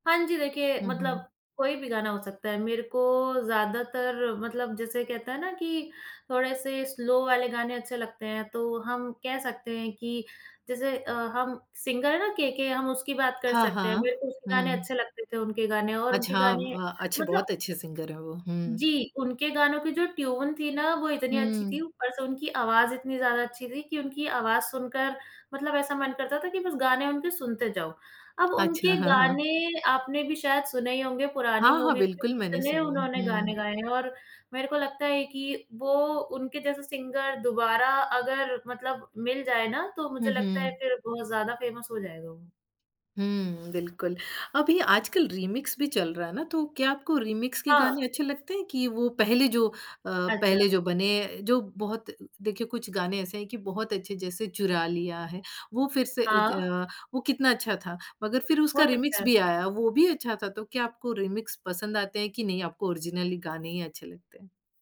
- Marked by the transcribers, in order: in English: "स्लो"; in English: "सिंगर"; in English: "सिंगर"; in English: "ट्यून"; in English: "मूवीज़"; in English: "सिंगर"; in English: "फ़ेमस"; in English: "रीमिक्स"; in English: "रीमिक्स"; in English: "रिमिक्स"; in English: "रिमिक्स"; in English: "ओरिजिनल"
- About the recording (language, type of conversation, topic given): Hindi, podcast, फिल्मी गानों ने आपकी पसंद पर कैसे असर डाला?